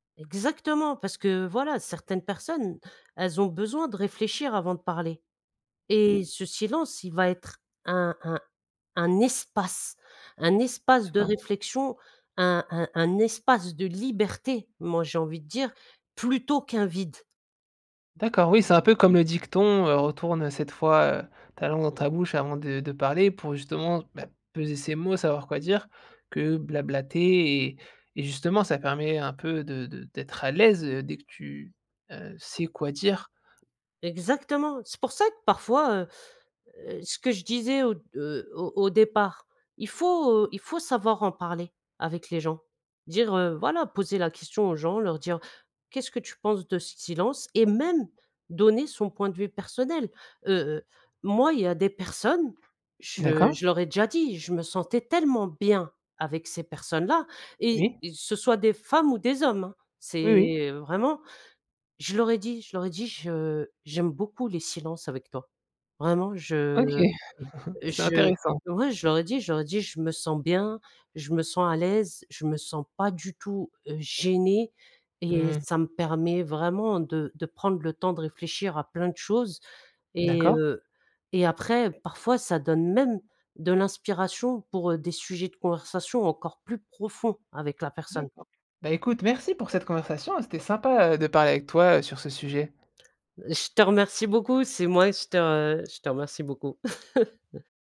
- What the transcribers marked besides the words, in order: stressed: "espace"; other background noise; tapping; chuckle
- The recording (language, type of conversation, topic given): French, podcast, Comment gères-tu les silences gênants en conversation ?